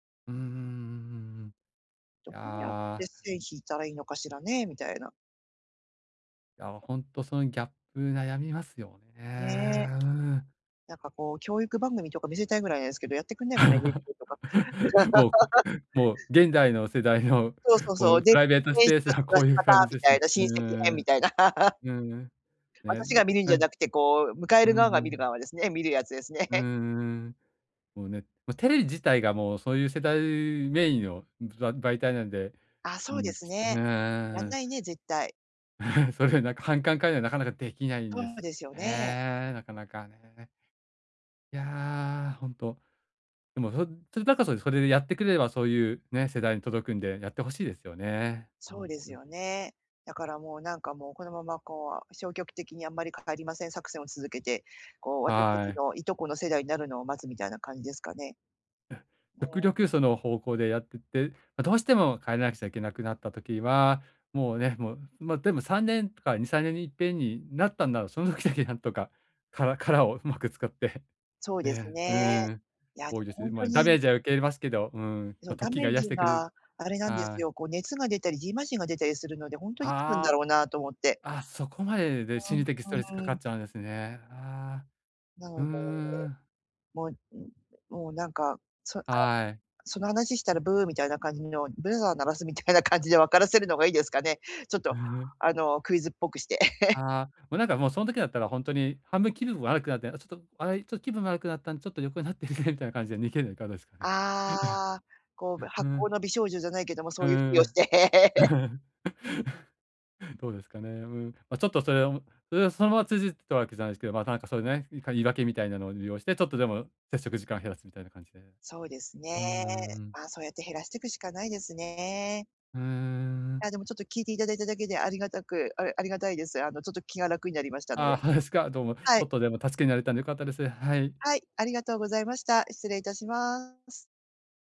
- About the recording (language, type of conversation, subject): Japanese, advice, 周囲からの圧力にどう対処して、自分を守るための境界線をどう引けばよいですか？
- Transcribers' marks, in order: drawn out: "よね"; laugh; laughing while speaking: "もう もう現代の世代の … いう感じです"; laugh; unintelligible speech; laugh; laugh; chuckle; laughing while speaking: "それなんか"; other noise; unintelligible speech; laughing while speaking: "みたいな感じで分からせるのがいいですかね"; laugh; laughing while speaking: "なって"; chuckle; laughing while speaking: "うん"; laugh; chuckle; unintelligible speech